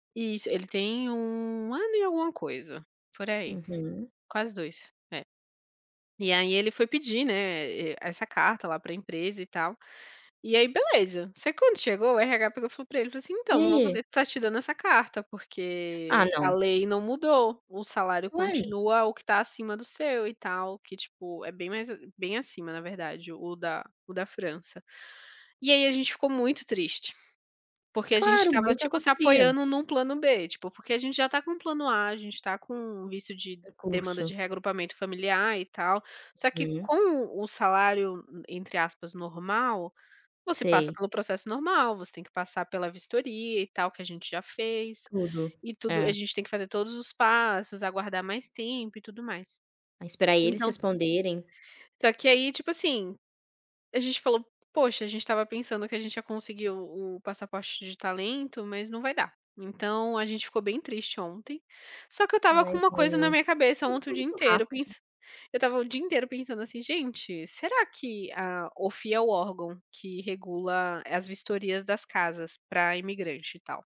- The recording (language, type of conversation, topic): Portuguese, unstructured, O que faz você se sentir grato hoje?
- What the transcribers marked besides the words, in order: tapping